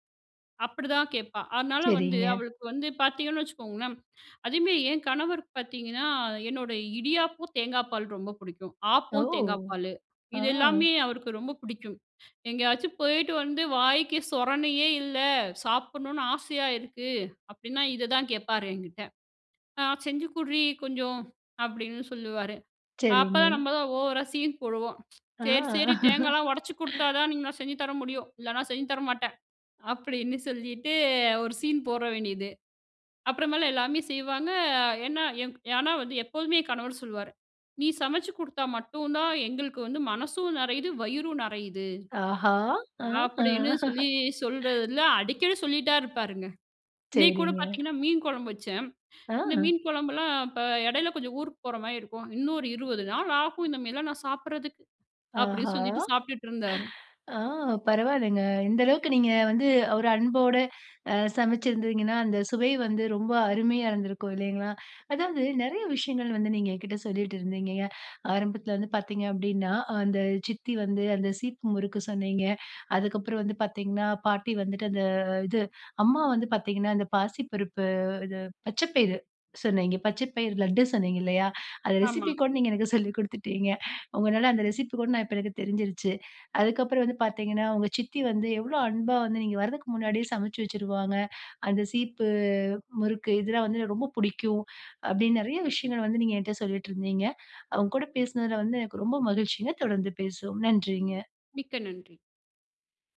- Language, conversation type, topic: Tamil, podcast, சுவைகள் உங்கள் நினைவுகளோடு எப்படி இணைகின்றன?
- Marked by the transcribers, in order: inhale; laugh; "போட" said as "போற"; laugh; inhale; breath; inhale; inhale; laughing while speaking: "சொல்லி கொடுத்துட்டீங்க"; inhale; inhale; inhale